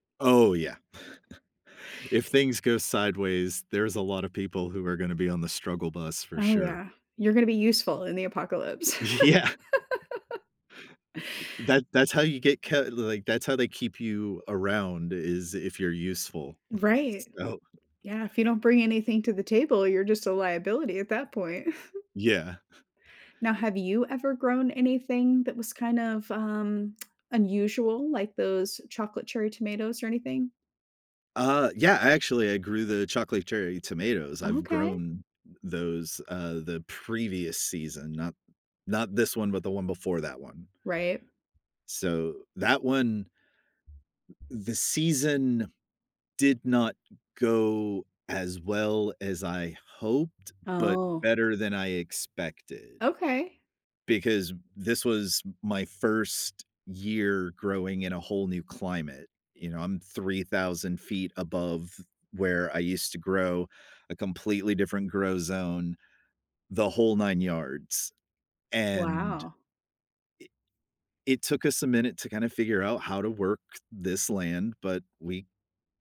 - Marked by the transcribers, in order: chuckle; laughing while speaking: "Yeah"; chuckle; laugh; chuckle; chuckle; laughing while speaking: "So"; other background noise; chuckle; tsk
- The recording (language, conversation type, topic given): English, unstructured, How can I make a meal feel more comforting?
- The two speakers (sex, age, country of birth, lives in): female, 35-39, United States, United States; male, 40-44, United States, United States